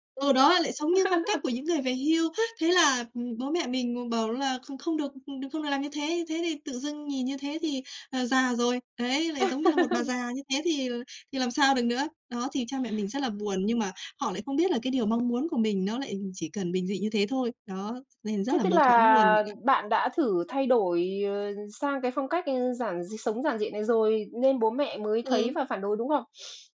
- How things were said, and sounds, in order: laugh; tapping; unintelligible speech; laugh; other background noise; sniff
- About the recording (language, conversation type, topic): Vietnamese, advice, Tôi muốn sống giản dị hơn nhưng gia đình phản đối, tôi nên làm gì?